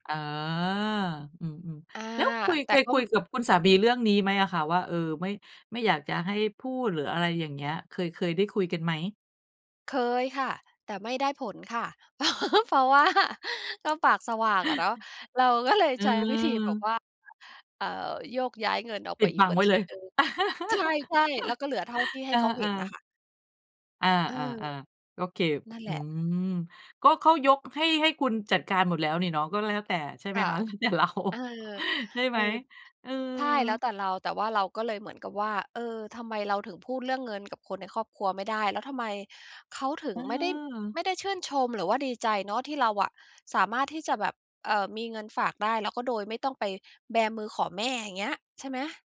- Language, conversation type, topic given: Thai, advice, จะเริ่มคุยเรื่องการเงินกับคนในครอบครัวยังไงดีเมื่อฉันรู้สึกกังวลมาก?
- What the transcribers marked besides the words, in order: laughing while speaking: "เพราะ"; laugh; laughing while speaking: "เรา"